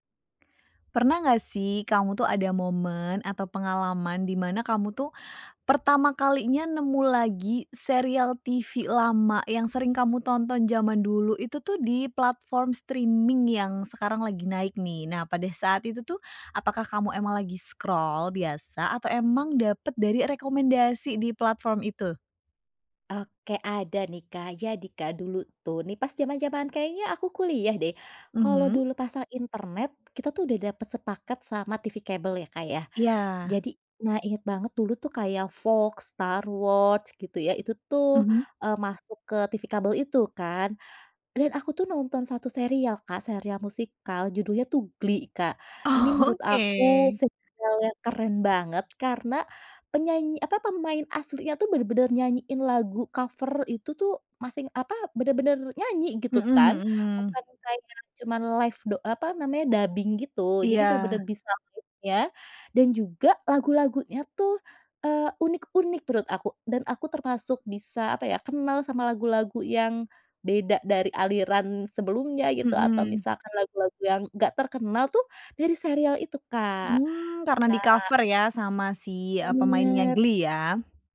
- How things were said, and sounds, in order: in English: "streaming"; in English: "scroll"; laughing while speaking: "Oh"; in English: "live"; in English: "dubbing"
- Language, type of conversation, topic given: Indonesian, podcast, Bagaimana pengalaman kamu menemukan kembali serial televisi lama di layanan streaming?